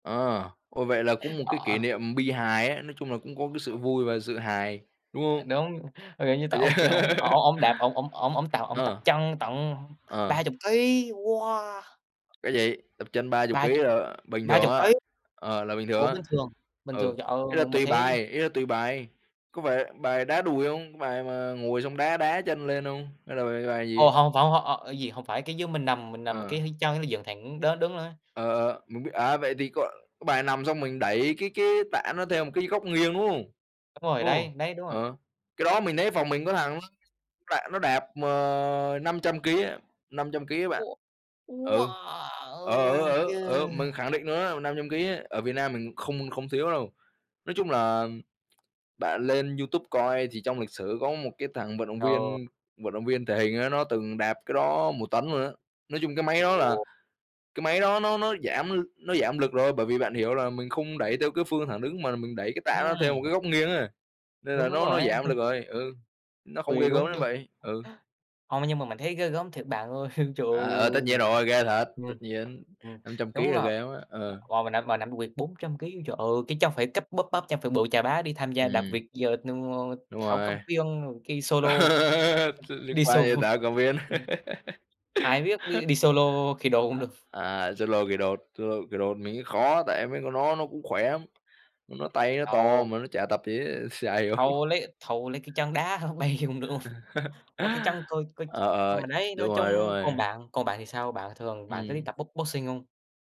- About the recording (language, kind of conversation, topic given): Vietnamese, unstructured, Bạn có kỷ niệm vui nào khi chơi thể thao không?
- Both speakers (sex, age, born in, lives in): male, 18-19, Vietnam, Vietnam; male, 20-24, Vietnam, Vietnam
- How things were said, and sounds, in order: other background noise; tapping; laughing while speaking: "yeah"; drawn out: "wow"; unintelligible speech; laugh; laugh; unintelligible speech; laugh; unintelligible speech; in English: "solo"; unintelligible speech; in English: "solo"; laugh; in English: "solo"; chuckle; in English: "solo"; other noise; laugh; laughing while speaking: "đá h bay cũng được luôn"; laugh; in English: "box boxing"